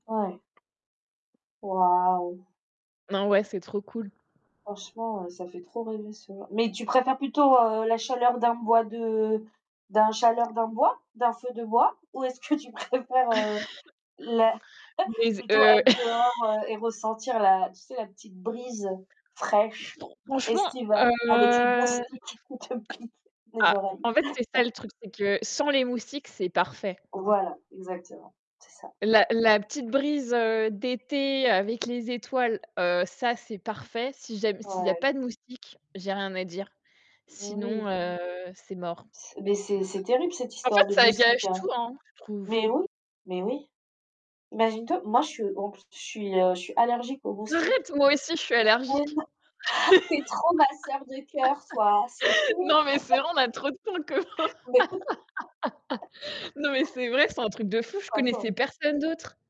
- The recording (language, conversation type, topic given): French, unstructured, Préférez-vous les soirées d’hiver au coin du feu ou les soirées d’été sous les étoiles ?
- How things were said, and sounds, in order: tapping; drawn out: "Waouh"; stressed: "Waouh"; static; unintelligible speech; chuckle; laughing while speaking: "est-ce que tu préfères, heu, la"; chuckle; laugh; other background noise; drawn out: "heu"; laughing while speaking: "qui te piquent les oreilles ?"; laugh; distorted speech; stressed: "Arrête"; laugh; laughing while speaking: "Non, mais c'est vrai, on … mais c'est vrai"; put-on voice: "Mais non, tu es trop ma sœur de cœur, toi, c'est fou"; laugh; laugh